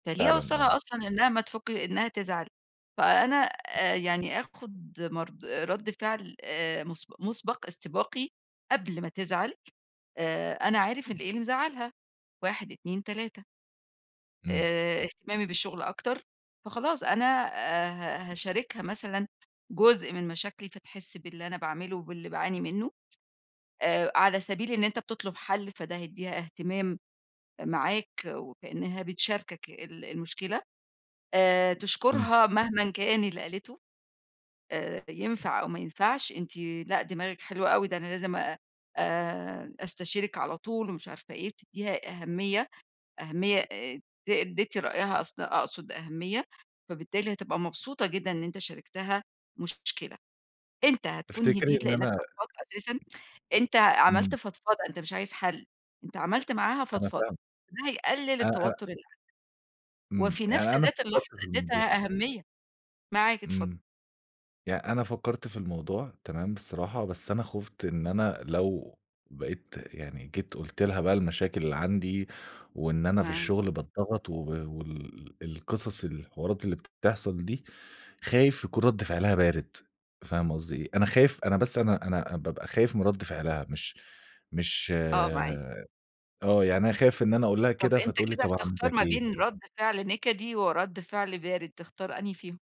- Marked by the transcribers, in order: tapping
- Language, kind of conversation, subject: Arabic, advice, إزاي تقدر توازن بين شغلك وحياتك العاطفية من غير ما واحد فيهم يأثر على التاني؟